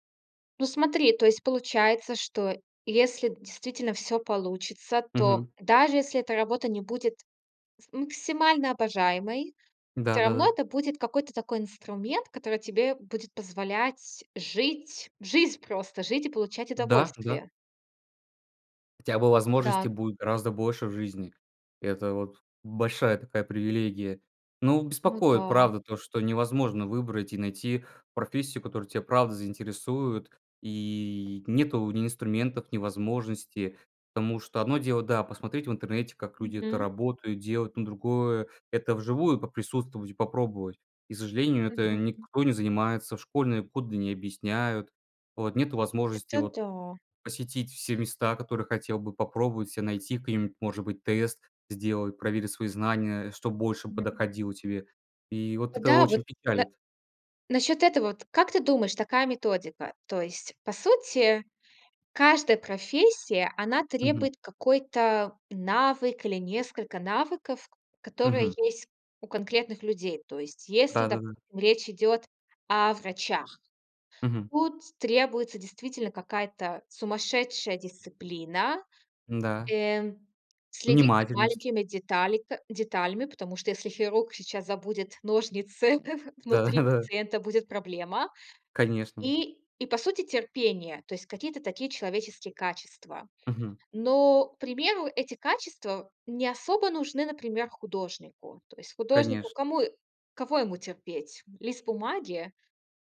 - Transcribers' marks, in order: tapping; other background noise; laughing while speaking: "ножницы"; laughing while speaking: "Да-да-да"
- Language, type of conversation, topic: Russian, podcast, Как выбрать работу, если не знаешь, чем заняться?